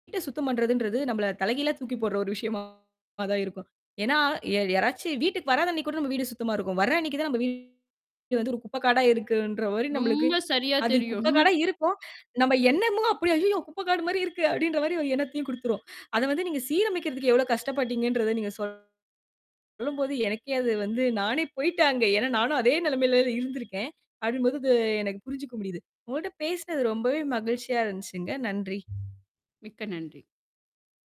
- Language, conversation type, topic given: Tamil, podcast, விருந்துக்கு முன் வீட்டை குறைந்த நேரத்தில் எப்படி ஒழுங்குபடுத்துவீர்கள்?
- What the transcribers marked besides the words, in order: mechanical hum; distorted speech; chuckle; horn